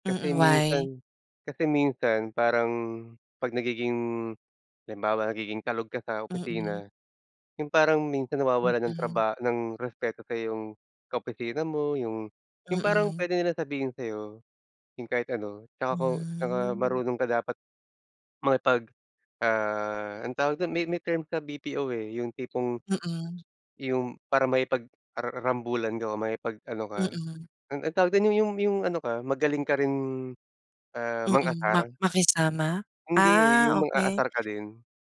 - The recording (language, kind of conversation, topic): Filipino, unstructured, Ano ang pinakamahirap na aral na natutunan mo sa buhay?
- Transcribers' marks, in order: none